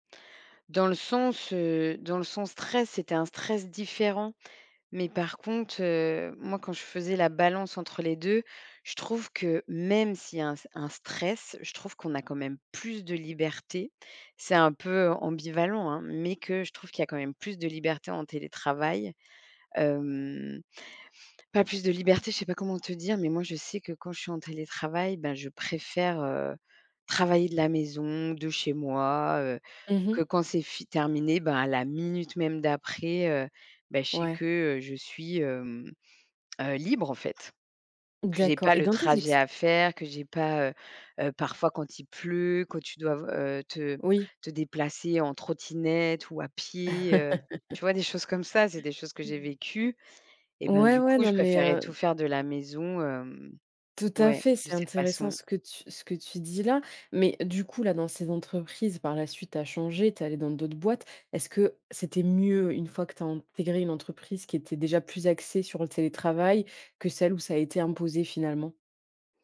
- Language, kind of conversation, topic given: French, podcast, Parle‑moi de ton expérience avec le télétravail ?
- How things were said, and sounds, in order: stressed: "libre"; chuckle; other noise